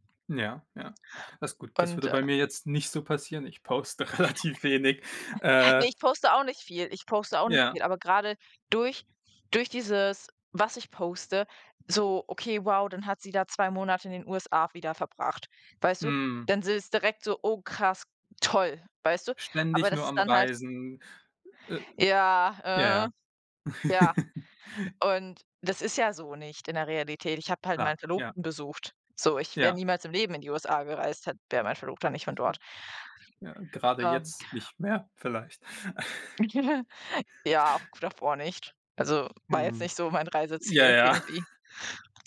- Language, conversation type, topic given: German, unstructured, Wie beeinflussen soziale Medien deine Stimmung?
- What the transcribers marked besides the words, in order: laughing while speaking: "poste relativ wenig"; other noise; other background noise; chuckle; unintelligible speech; chuckle; chuckle